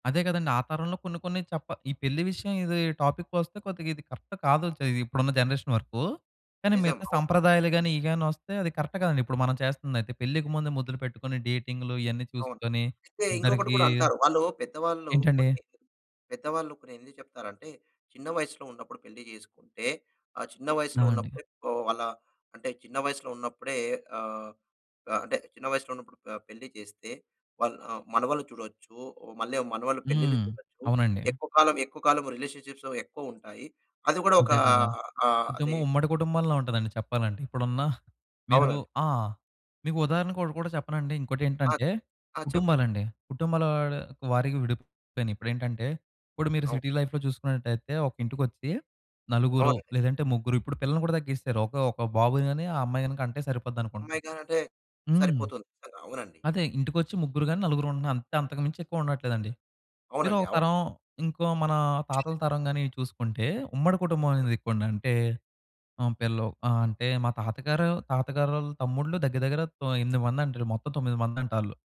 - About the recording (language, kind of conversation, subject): Telugu, podcast, తరాల మధ్య సరైన పరస్పర అవగాహన పెరగడానికి మనం ఏమి చేయాలి?
- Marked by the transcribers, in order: in English: "కరెక్ట్"; in English: "జనరేషన్"; in English: "కరెక్ట్"; in English: "రిలేషన్షిప్స్"; in English: "సిటీ లైఫ్‌లో"; other background noise